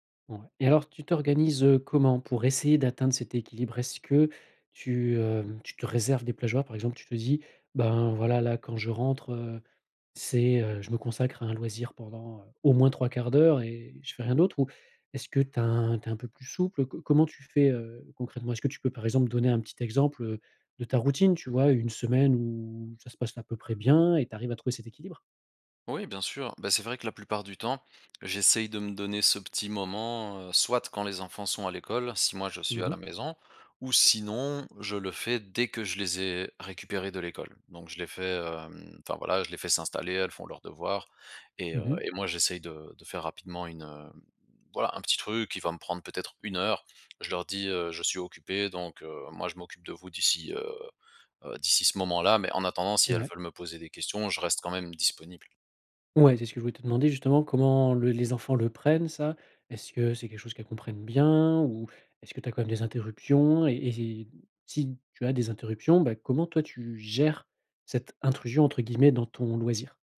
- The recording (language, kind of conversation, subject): French, podcast, Comment trouves-tu l’équilibre entre le travail et les loisirs ?
- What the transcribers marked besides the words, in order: drawn out: "où"; drawn out: "hem"; drawn out: "heu"; stressed: "gères"